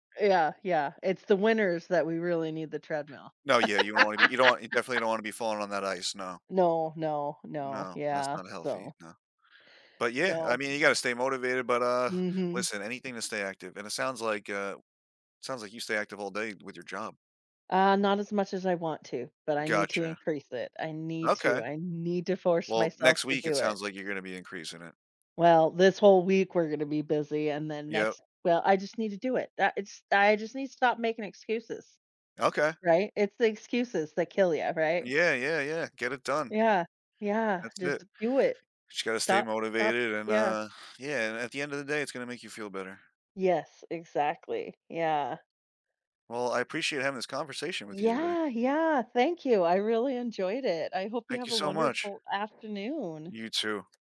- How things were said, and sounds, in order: laugh; other background noise; tapping
- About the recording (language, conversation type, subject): English, unstructured, How does physical activity influence your emotional well-being?
- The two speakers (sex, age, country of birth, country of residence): female, 40-44, United States, United States; male, 35-39, United States, United States